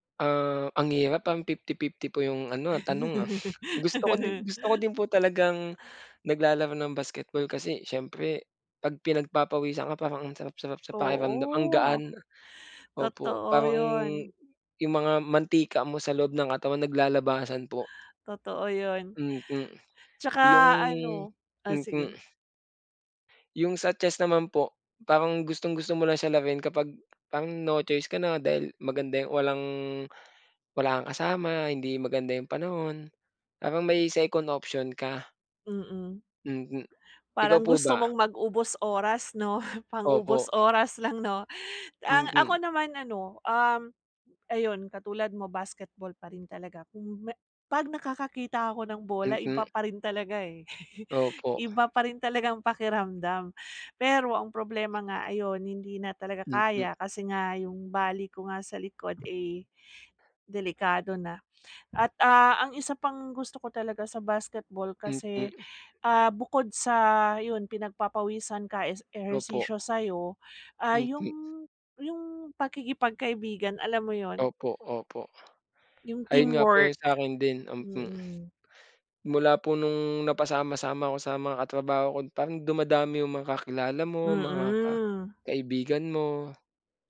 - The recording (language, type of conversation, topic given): Filipino, unstructured, Anong isport ang pinaka-nasisiyahan kang laruin, at bakit?
- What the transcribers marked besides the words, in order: laugh; tapping; chuckle; other background noise